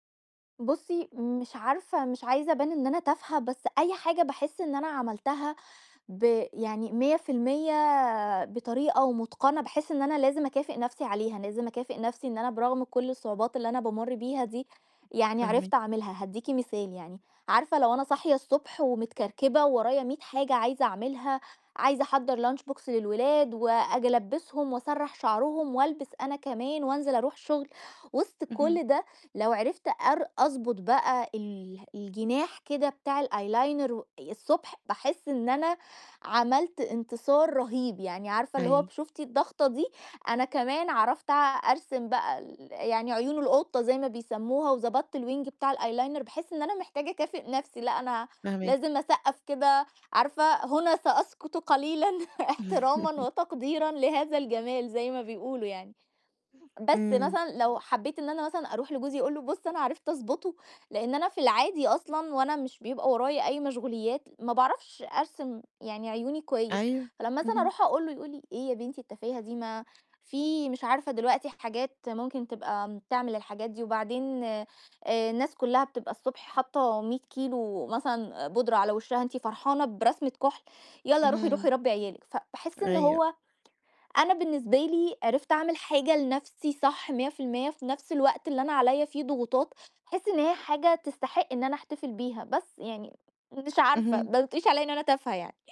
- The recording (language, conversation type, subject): Arabic, advice, إزاي أكرّم انتصاراتي الصغيرة كل يوم من غير ما أحس إنها تافهة؟
- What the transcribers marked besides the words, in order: in English: "lunch box"; in English: "الeyeliner"; in English: "الwing"; in English: "الeyeliner"; laugh; laugh